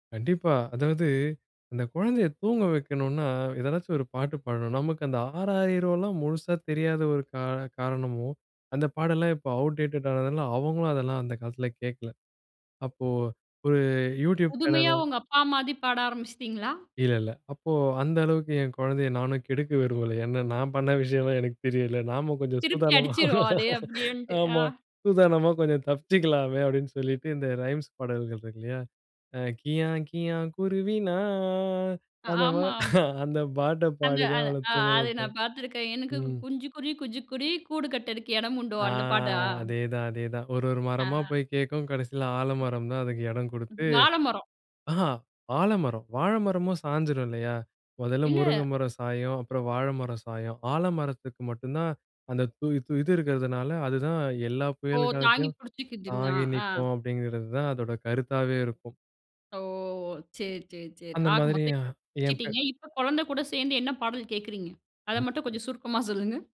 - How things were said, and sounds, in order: in English: "அவுட் டேட்டடா"; laughing while speaking: "சூதானமா"; singing: "கியா! கியா! குருவி நான்"; laughing while speaking: "அந்த"; drawn out: "ஆ"; tapping; drawn out: "ஓ!"; unintelligible speech
- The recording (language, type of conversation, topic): Tamil, podcast, குடும்பம் உங்கள் இசை ரசனையை எப்படிப் பாதிக்கிறது?